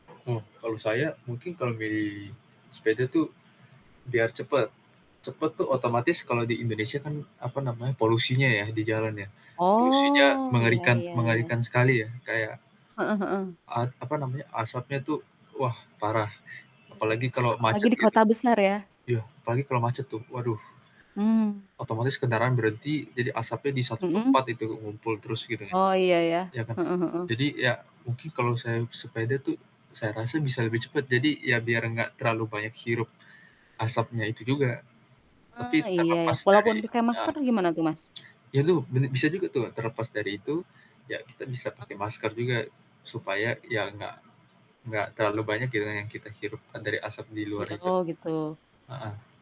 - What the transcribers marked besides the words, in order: static; other background noise; drawn out: "Oh"; chuckle; distorted speech
- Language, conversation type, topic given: Indonesian, unstructured, Apa yang membuat Anda lebih memilih bersepeda daripada berjalan kaki?